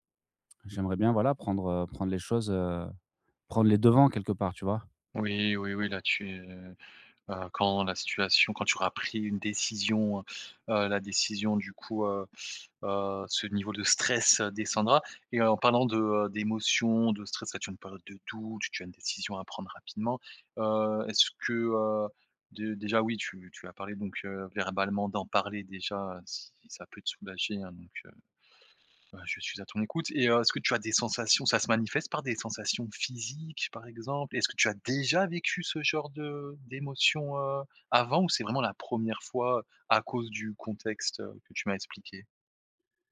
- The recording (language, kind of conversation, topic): French, advice, Comment puis-je mieux reconnaître et nommer mes émotions au quotidien ?
- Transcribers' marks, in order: stressed: "stress"